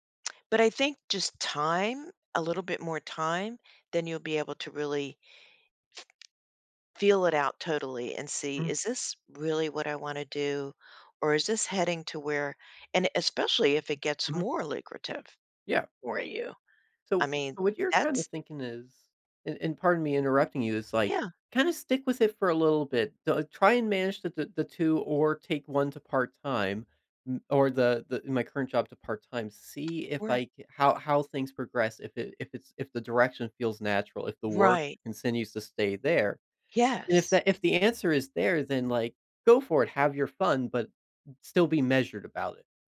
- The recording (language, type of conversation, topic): English, advice, How can I manage my nerves and make a confident start at my new job?
- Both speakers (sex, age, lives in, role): female, 65-69, United States, advisor; male, 20-24, United States, user
- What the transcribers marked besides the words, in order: tapping